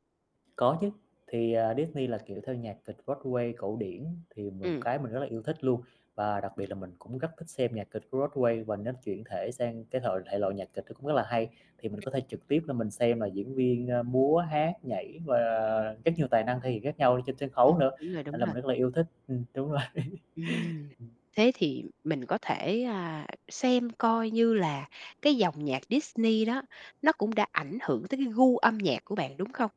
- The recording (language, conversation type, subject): Vietnamese, podcast, Âm nhạc gắn với kỷ niệm nào rõ nét nhất đối với bạn?
- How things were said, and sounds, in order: other background noise; laughing while speaking: "rồi"; laugh; tapping; distorted speech